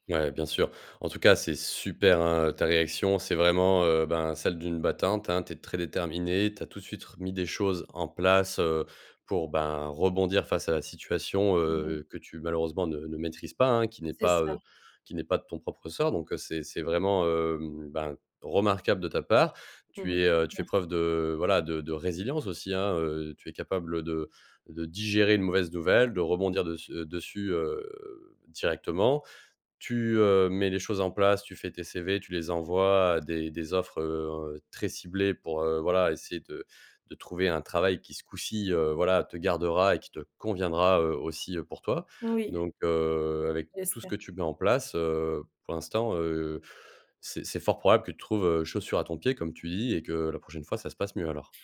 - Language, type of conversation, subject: French, advice, Que puis-je faire après avoir perdu mon emploi, alors que mon avenir professionnel est incertain ?
- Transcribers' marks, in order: stressed: "super"; drawn out: "heu"